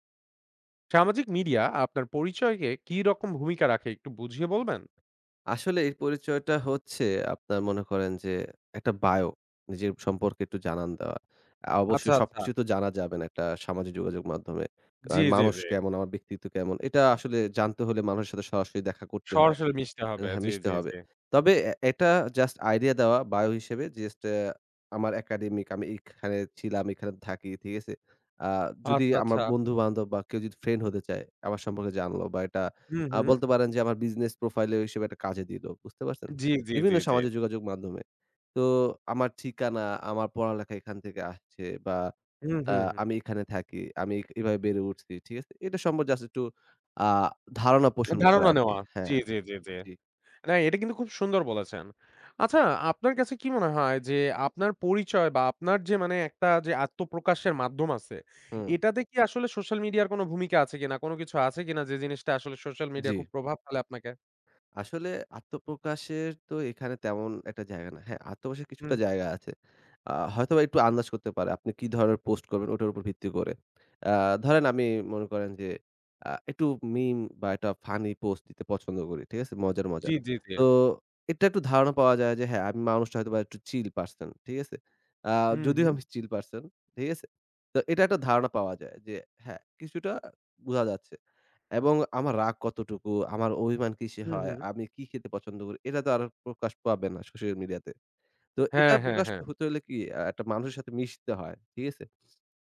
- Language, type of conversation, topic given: Bengali, podcast, সামাজিক মিডিয়া আপনার পরিচয়ে কী ভূমিকা রাখে?
- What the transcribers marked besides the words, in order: unintelligible speech; "জাস্ট" said as "জিস্টা"; "এখানে" said as "ইখানে"; tapping; "হ্যাঁ" said as "আত্মবশের"; scoff